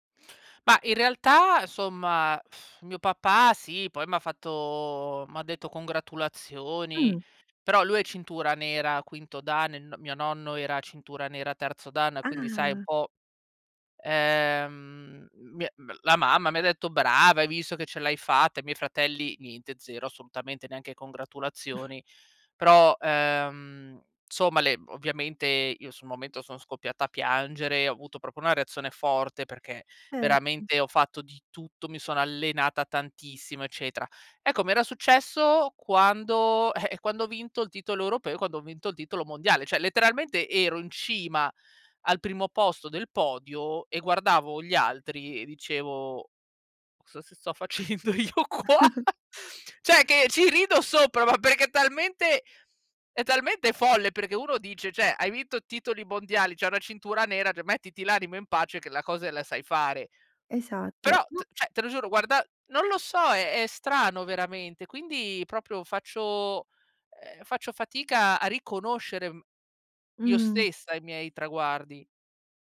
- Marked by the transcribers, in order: lip trill; "proprio" said as "propo"; "cioè" said as "ceh"; laughing while speaking: "facendo io qua"; chuckle; other background noise; "Cioè" said as "ceh"; "cioè" said as "ceh"; "cioè" said as "ceh"; "cioè" said as "ceh"
- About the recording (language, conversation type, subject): Italian, advice, Come posso gestire la sindrome dell’impostore nonostante piccoli successi iniziali?